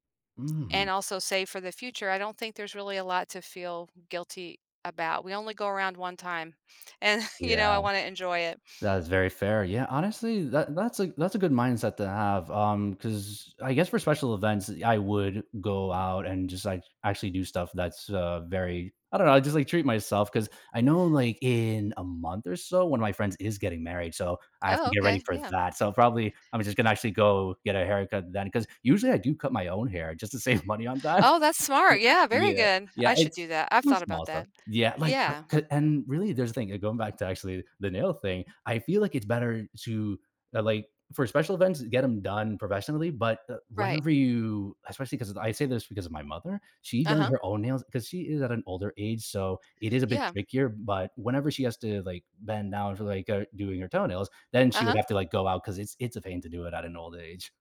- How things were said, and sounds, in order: chuckle; other background noise; inhale; laughing while speaking: "save"; chuckle
- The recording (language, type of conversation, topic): English, unstructured, How do you balance saving money and enjoying life?
- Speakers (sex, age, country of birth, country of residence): female, 55-59, United States, United States; male, 25-29, Colombia, United States